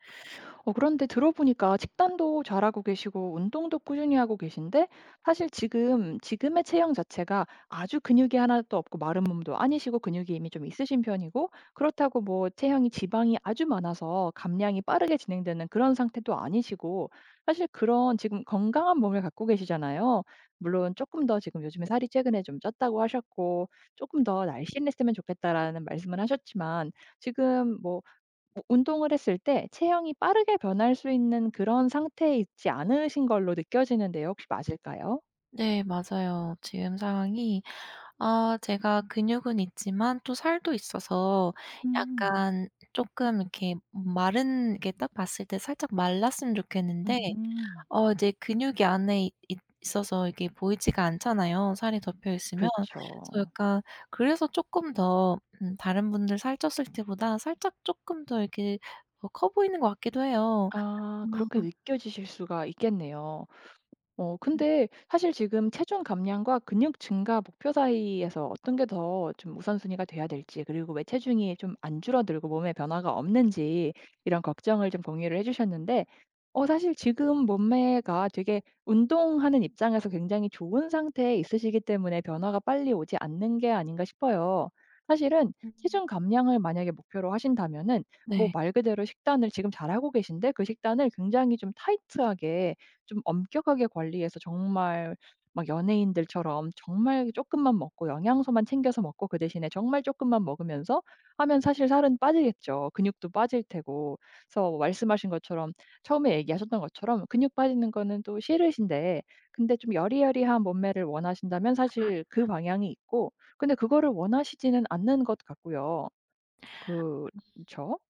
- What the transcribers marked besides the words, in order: tapping; other background noise
- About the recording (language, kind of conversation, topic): Korean, advice, 체중 감량과 근육 증가 중 무엇을 우선해야 할지 헷갈릴 때 어떻게 목표를 정하면 좋을까요?